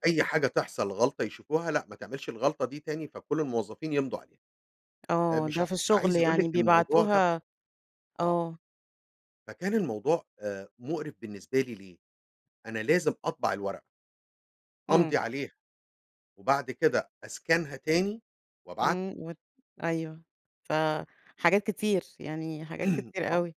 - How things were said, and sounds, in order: tapping; in English: "أسكانها"; unintelligible speech; throat clearing
- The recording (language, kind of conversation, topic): Arabic, podcast, إزاي التكنولوجيا بتأثر على روتينك اليومي؟